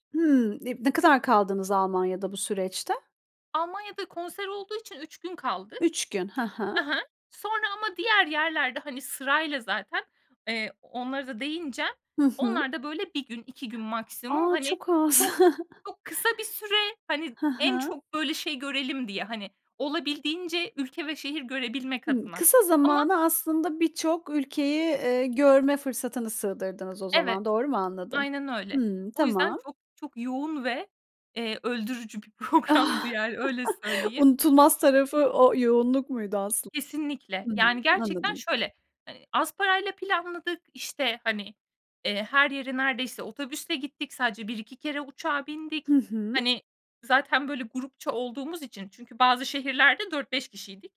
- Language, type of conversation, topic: Turkish, podcast, Az bir bütçeyle unutulmaz bir gezi yaptın mı, nasıl geçti?
- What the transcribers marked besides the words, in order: other background noise; chuckle; laughing while speaking: "programdı"; chuckle